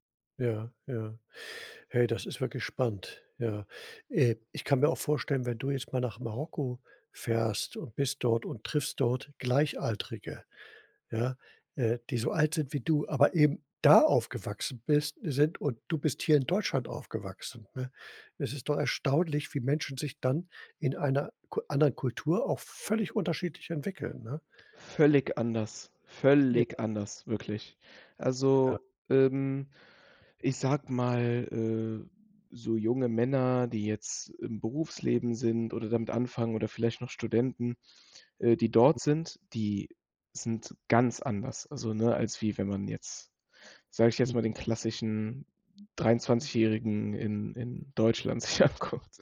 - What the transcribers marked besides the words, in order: stressed: "da"; anticipating: "völlig unterschiedlich"; other background noise; stressed: "völlig"; other noise; stressed: "ganz"; laughing while speaking: "anguckt"
- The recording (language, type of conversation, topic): German, podcast, Hast du dich schon einmal kulturell fehl am Platz gefühlt?